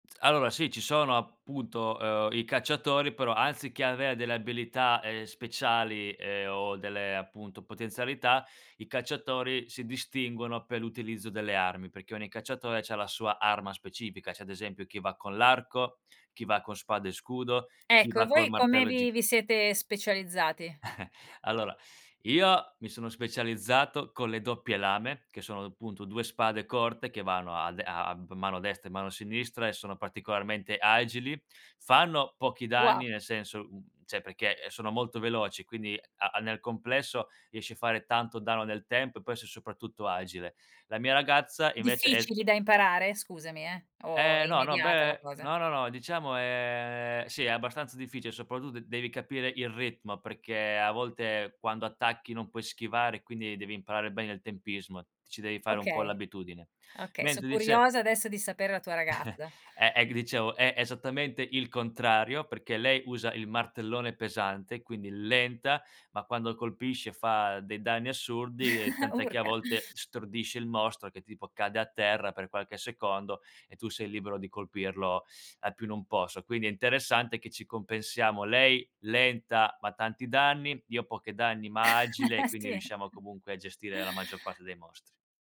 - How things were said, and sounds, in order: chuckle; "cioè" said as "ceh"; drawn out: "è"; chuckle; chuckle; chuckle; other background noise
- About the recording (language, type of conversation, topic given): Italian, podcast, Qual è un hobby che ti fa perdere la nozione del tempo?